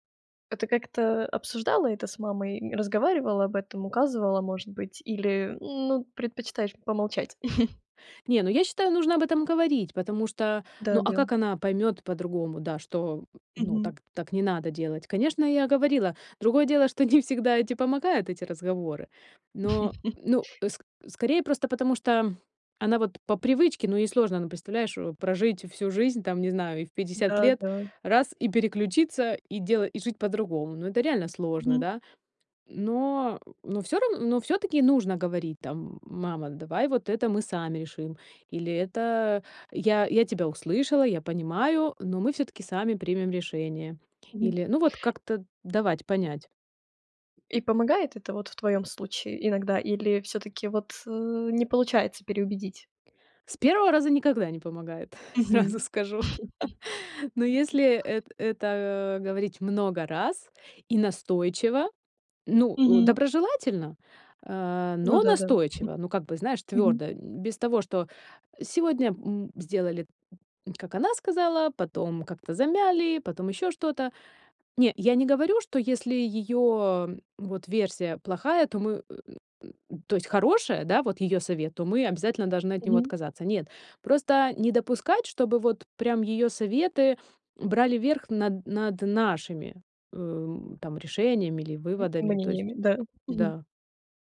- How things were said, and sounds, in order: chuckle; chuckle; tapping; laughing while speaking: "сразу скажу"; chuckle; laugh; other noise; chuckle
- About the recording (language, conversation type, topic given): Russian, podcast, Как отличить здоровую помощь от чрезмерной опеки?